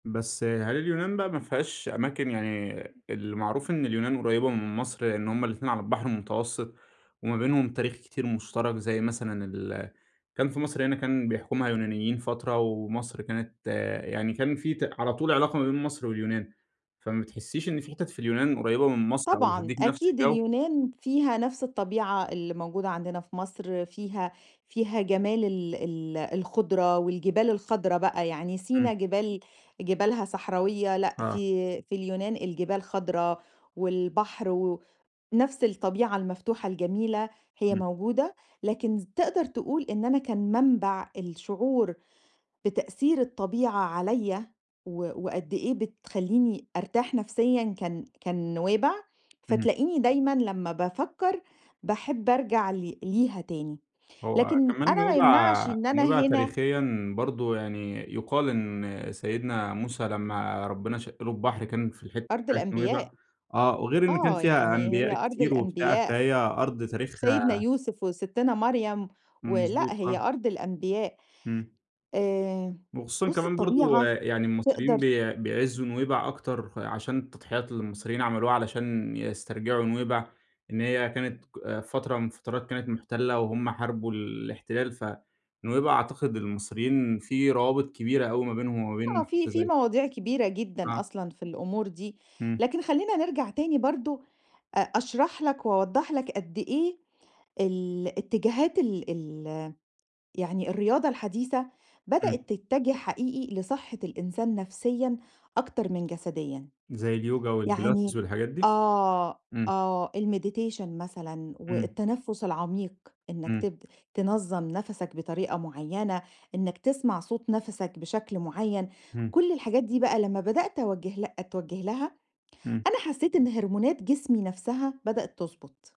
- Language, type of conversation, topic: Arabic, podcast, إيه العلاقة بين الصحة النفسية والطبيعة؟
- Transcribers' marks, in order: tapping; other background noise; in English: "الMeditation"